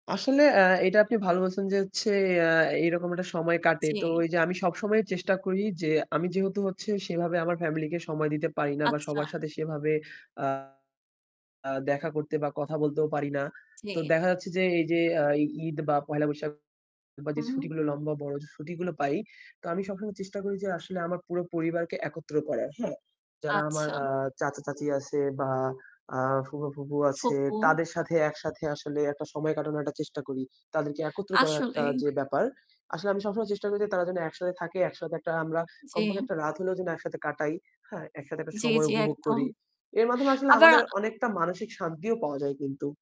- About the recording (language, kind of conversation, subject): Bengali, unstructured, আপনি কেন মনে করেন পরিবারের সঙ্গে সময় কাটানো গুরুত্বপূর্ণ?
- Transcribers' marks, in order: distorted speech; other background noise